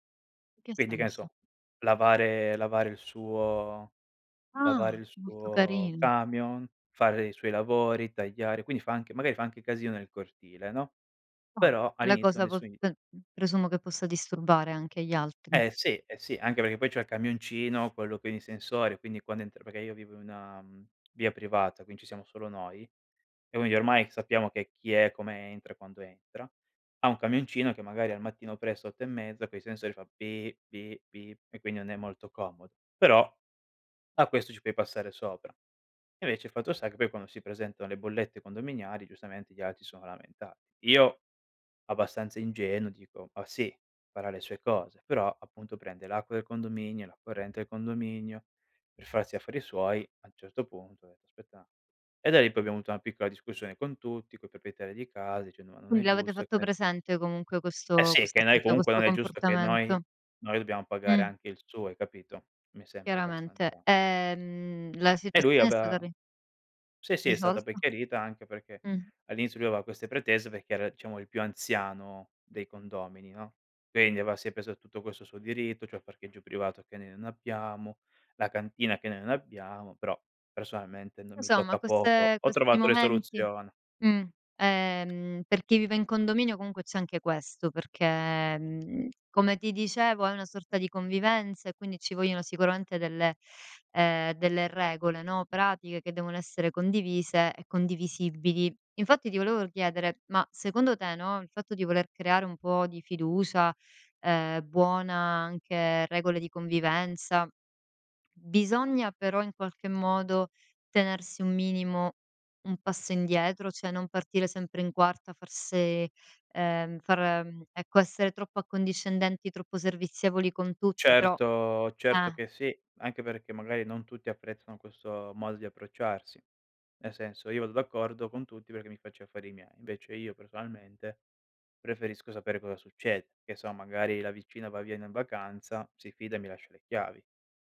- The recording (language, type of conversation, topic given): Italian, podcast, Come si crea fiducia tra vicini, secondo te?
- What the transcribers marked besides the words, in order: other background noise; tapping; "quindi" said as "quini"; "quindi" said as "uini"; "Invece" said as "evece"; "Aspetta" said as "spetta"; unintelligible speech; "aveva" said as "avea"; "aveva" said as "avea"; "cioè" said as "ceh"; "Insomma" said as "ensomma"; "cioè" said as "ceh"